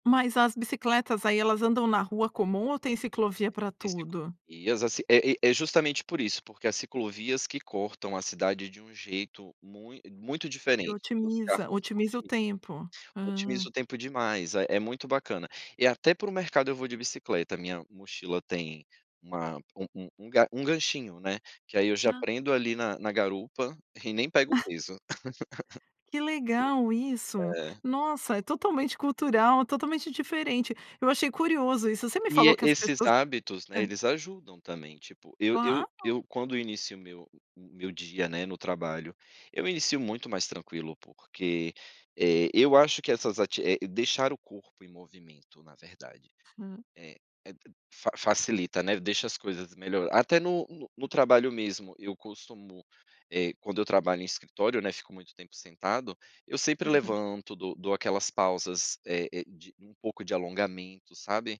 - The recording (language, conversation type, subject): Portuguese, podcast, Como você concilia trabalho e hábitos saudáveis?
- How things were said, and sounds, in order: tapping; chuckle; laugh; other background noise